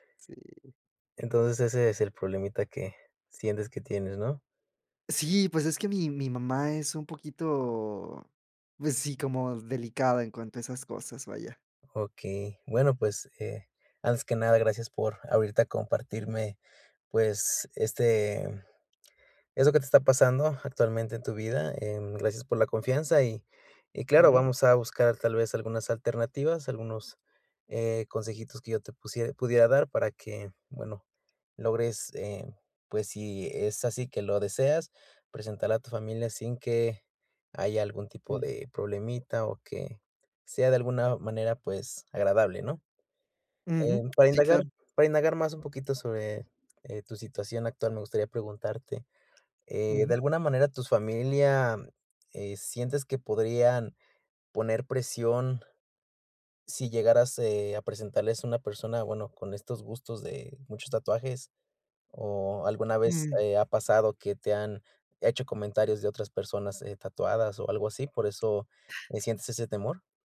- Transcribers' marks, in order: tapping
- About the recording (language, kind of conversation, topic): Spanish, advice, ¿Cómo puedo tomar decisiones personales sin dejarme guiar por las expectativas de los demás?